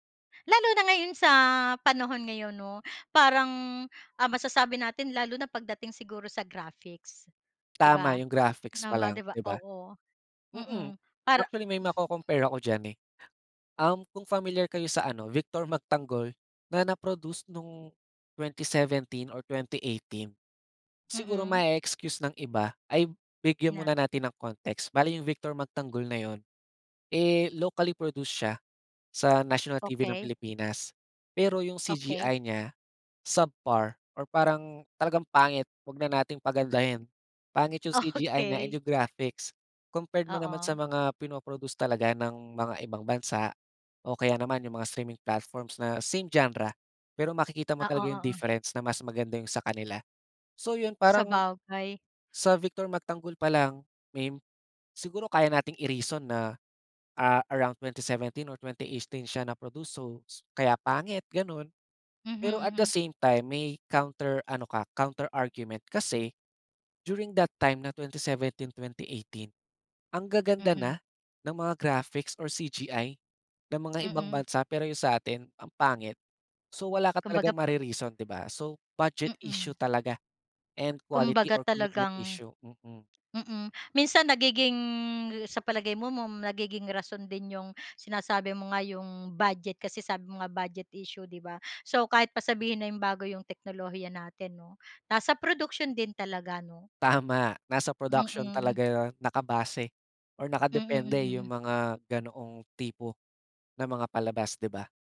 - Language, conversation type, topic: Filipino, podcast, Ano ang palagay mo sa panonood sa internet kumpara sa tradisyonal na telebisyon?
- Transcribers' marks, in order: tongue click; tapping; in English: "subpar"; laughing while speaking: "Okey"